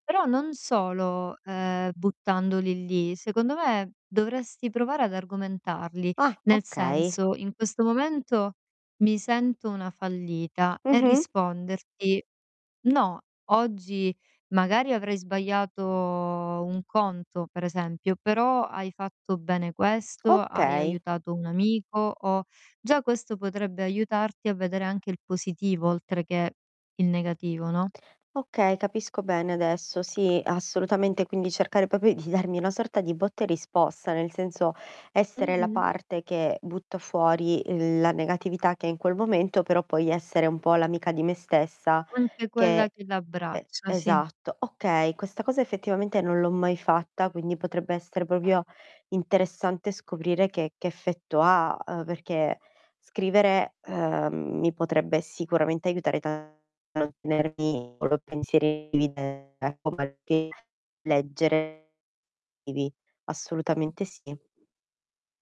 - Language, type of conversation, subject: Italian, advice, Come posso interrompere i pensieri circolari e iniziare ad agire concretamente?
- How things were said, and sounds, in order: other background noise; tapping; drawn out: "sbagliato"; "proprio" said as "popio"; laughing while speaking: "darmi"; distorted speech; "proprio" said as "popio"; unintelligible speech; unintelligible speech